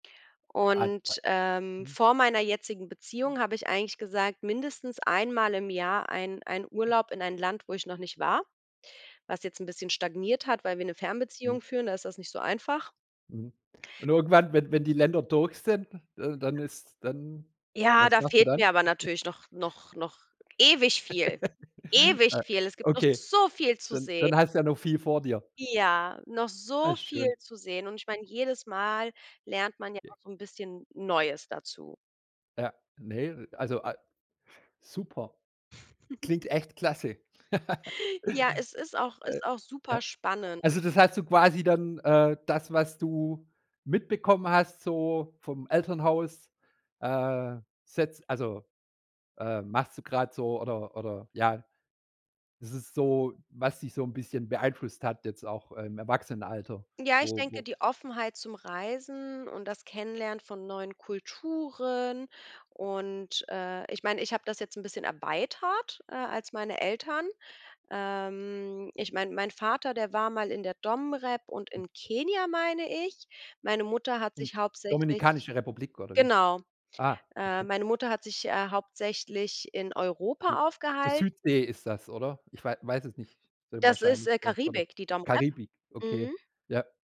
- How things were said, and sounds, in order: unintelligible speech; other background noise; chuckle; chuckle; stressed: "so"; unintelligible speech; chuckle; tapping
- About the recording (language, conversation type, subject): German, podcast, Was hast du durch das Reisen über dich selbst gelernt?